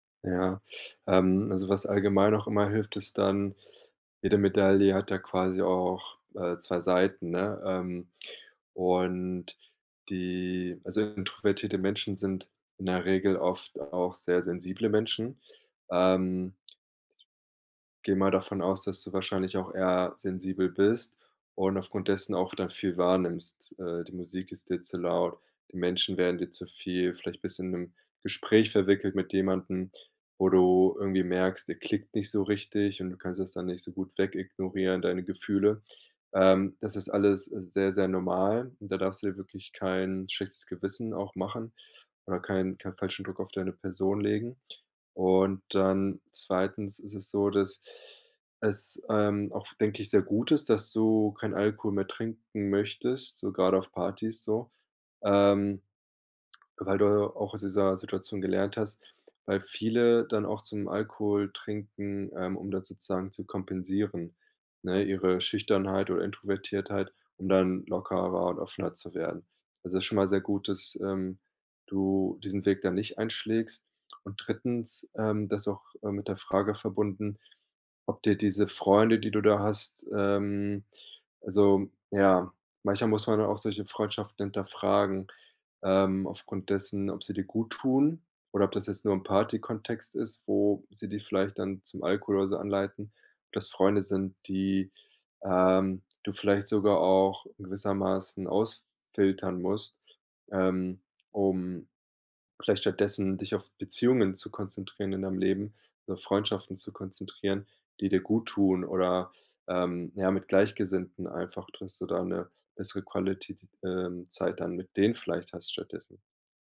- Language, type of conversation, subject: German, advice, Wie kann ich mich beim Feiern mit Freunden sicherer fühlen?
- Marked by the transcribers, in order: drawn out: "und die"; in English: "Quality t"